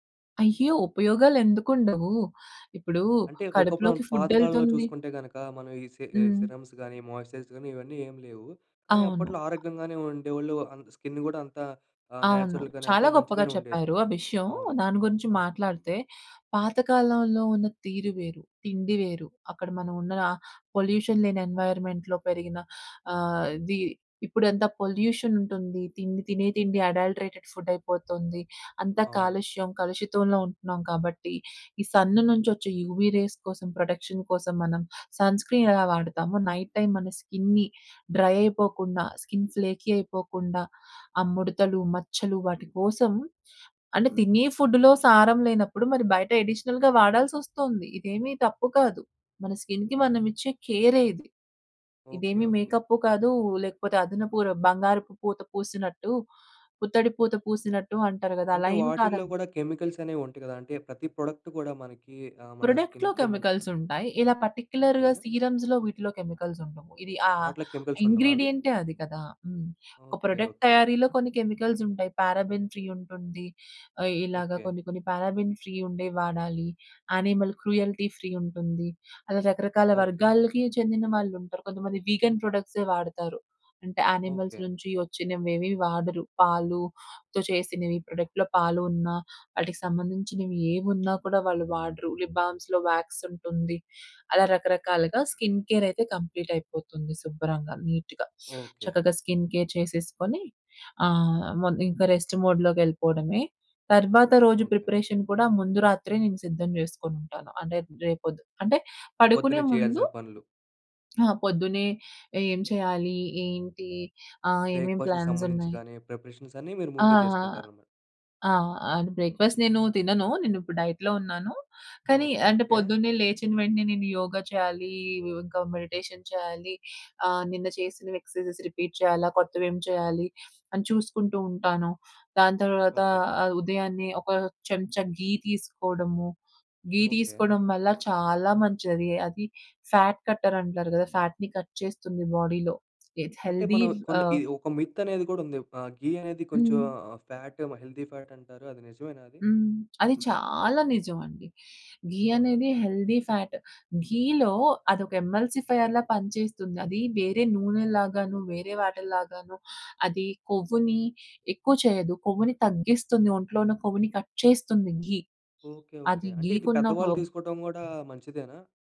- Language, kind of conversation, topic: Telugu, podcast, రాత్రి నిద్రకు వెళ్లే ముందు మీ దినచర్య ఎలా ఉంటుంది?
- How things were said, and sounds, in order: in English: "సిరమ్స్"; in English: "మాయిశ్చరైజ్"; in English: "న్యాచురల్‍గానే"; tapping; in English: "పొల్యూషన్"; in English: "ఎన్వైర్‌మెంట్‌లో"; in English: "అడల్టరేటెడ్"; in English: "యూవీ రేస్"; in English: "ప్రొటెక్షన్"; in English: "సన్"; in English: "నైట్ టైమ్"; in English: "స్కిన్‌ని డ్రై"; in English: "స్కిన్ ఫ్లేకీ"; in English: "ఎడిషనల్‌గా"; in English: "స్కిన్‍కి"; in English: "ప్రొడక్ట్"; in English: "ప్రొడక్ట్‌లో"; in English: "స్కిన్‌కి"; in English: "పార్టిక్యులర్‌గా సీరమ్స్‌లో"; in English: "ప్రొడక్ట్"; in English: "పారాబెన్ ఫ్రీ"; in English: "పారాబెన్ ఫ్రీ"; in English: "యానిమల్ క్రూయల్టీ ఫ్రీ"; in English: "వీగన్"; in English: "యానిమల్స్"; in English: "ప్రొడక్ట్‌లో"; in English: "లిప్ బామ్స్‌లో"; in English: "స్కిన్"; in English: "నీట్‌గా"; in English: "స్కిన్ కేర్"; in English: "రెస్ట్"; in English: "ప్రిపరేషన్"; in English: "బ్రేక్‌ఫా‌స్ట్‌కి"; in English: "బ్రేక్‌ఫా‌స్ట్"; in English: "డైట్‌లో"; in English: "మెడిటేషన్"; in English: "ఎక్సర్‌సైజెస్ రిపీట్"; in English: "ఘీ"; in English: "ఘీ"; in English: "ఫ్యాట్"; in English: "ఫ్యాట్‍ని కట్"; in English: "బాడీలో, విత్ హెల్తీ"; in English: "మిత్"; in English: "ఘీ"; in English: "హెల్దీ"; in English: "ఘీ"; in English: "హెల్దీ ఫ్యాట్. ఘీలో"; in English: "ఎమ్మెల్సిఫైర్‌లా"; in English: "కట్"; in English: "ఘీ"; in English: "పవర్"; other background noise